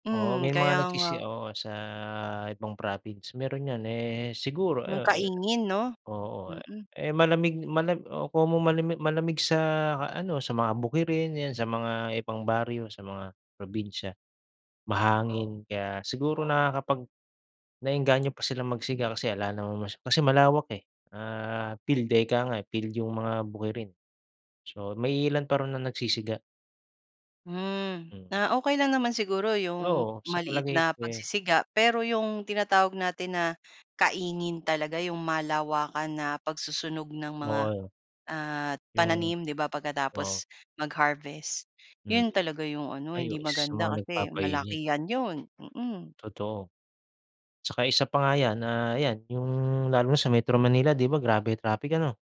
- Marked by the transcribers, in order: dog barking; in English: "field"; in English: "Field"; tapping; in English: "mag-harvest"
- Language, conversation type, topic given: Filipino, podcast, Ano ang mga simpleng bagay na puwedeng gawin ng pamilya para makatulong sa kalikasan?